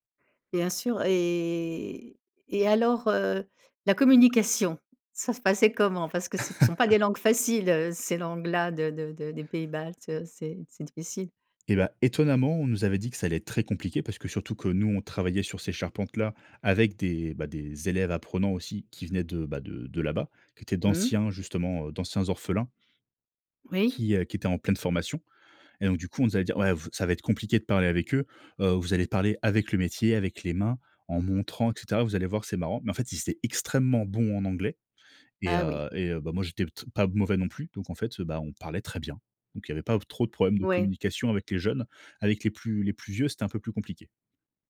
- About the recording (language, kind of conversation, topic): French, podcast, Quel plat découvert en voyage raconte une histoire selon toi ?
- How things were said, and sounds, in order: chuckle